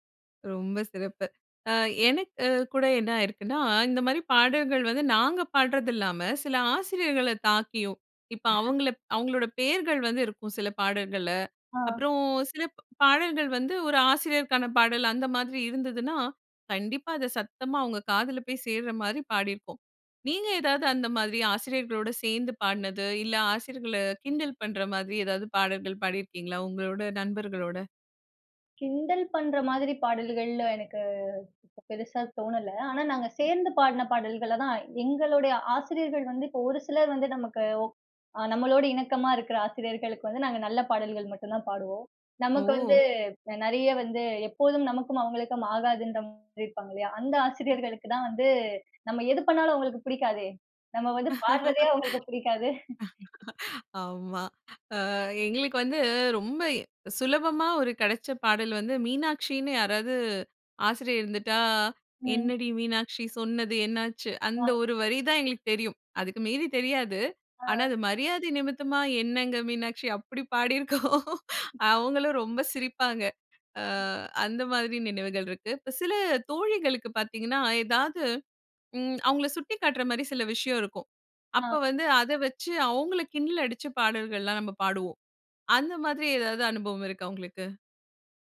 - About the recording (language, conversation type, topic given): Tamil, podcast, ஒரு பாடல் உங்களுக்கு பள்ளி நாட்களை நினைவுபடுத்துமா?
- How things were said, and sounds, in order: "எனக்கு" said as "எனக்"; sneeze; drawn out: "எனக்கு"; other background noise; background speech; laugh; chuckle; singing: "என்னடி மீனாட்சி, சொன்னது என்னாச்சு"; laughing while speaking: "இருக்கோம்"; other noise